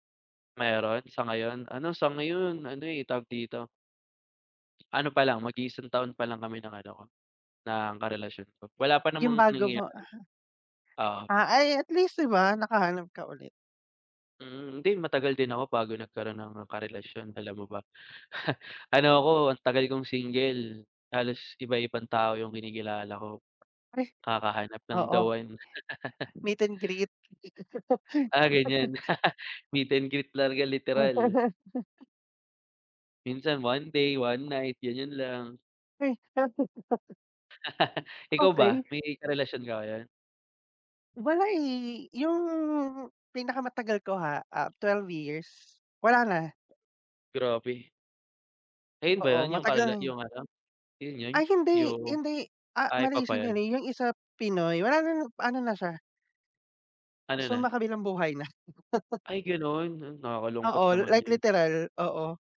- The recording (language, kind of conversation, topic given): Filipino, unstructured, Paano mo nalalampasan ang sakit ng pagtataksil sa isang relasyon?
- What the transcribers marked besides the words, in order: chuckle; laugh; laugh; laugh; laugh